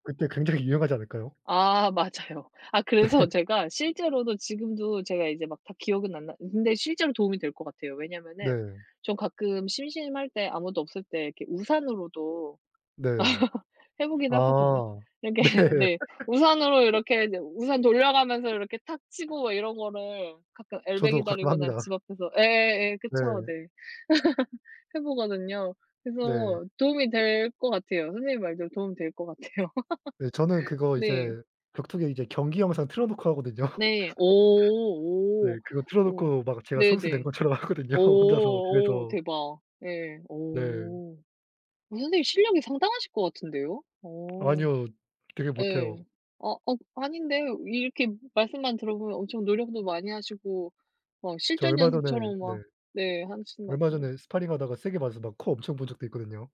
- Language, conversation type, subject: Korean, unstructured, 배우는 과정에서 가장 뿌듯했던 순간은 언제였나요?
- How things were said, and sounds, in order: laughing while speaking: "굉장히"; tapping; laughing while speaking: "맞아요"; laughing while speaking: "네"; other background noise; laugh; laughing while speaking: "네"; laugh; laughing while speaking: "이렇게"; laugh; laughing while speaking: "같아요"; laugh; laughing while speaking: "하거든요"; laugh; laughing while speaking: "것처럼 하거든요"